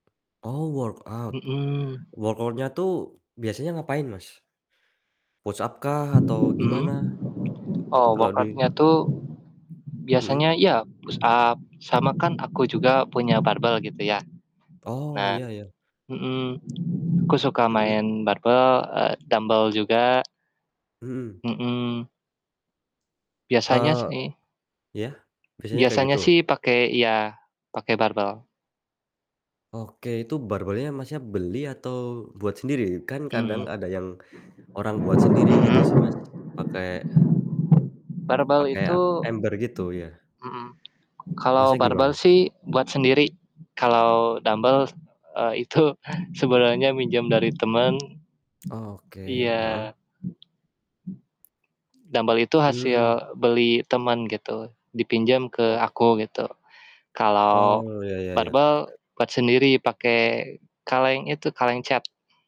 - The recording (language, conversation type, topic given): Indonesian, podcast, Bagaimana kamu mulai tertarik pada hobi itu?
- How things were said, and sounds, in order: tapping; in English: "workout. Workout-nya"; other background noise; in English: "workout-nya"; static; distorted speech; laughing while speaking: "itu"